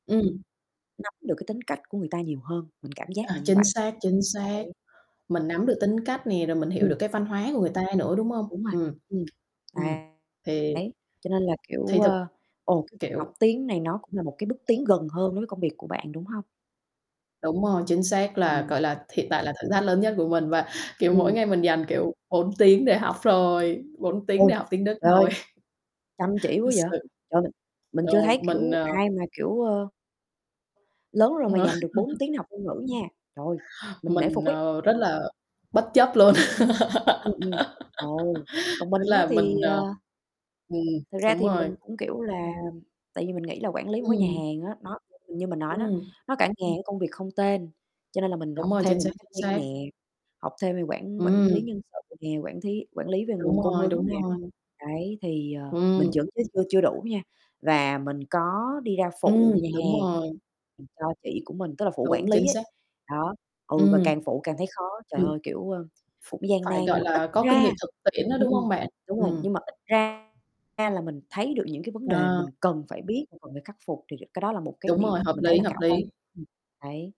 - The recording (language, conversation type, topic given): Vietnamese, unstructured, Công việc trong mơ của bạn là gì?
- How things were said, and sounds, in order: distorted speech; tapping; other background noise; tongue click; other noise; static; mechanical hum; chuckle; chuckle; laugh; background speech